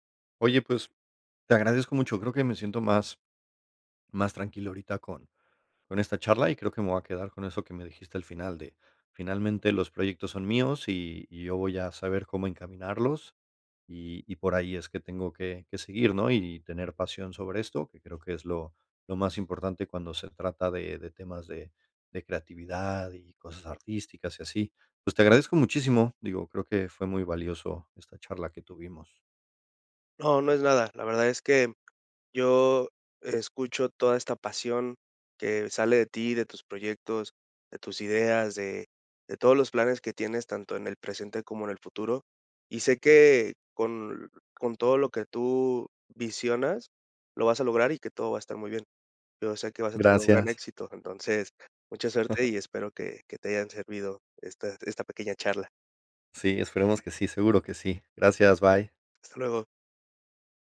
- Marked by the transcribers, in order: chuckle
- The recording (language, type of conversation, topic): Spanish, advice, ¿Cómo puedo superar el bloqueo de empezar un proyecto creativo por miedo a no hacerlo bien?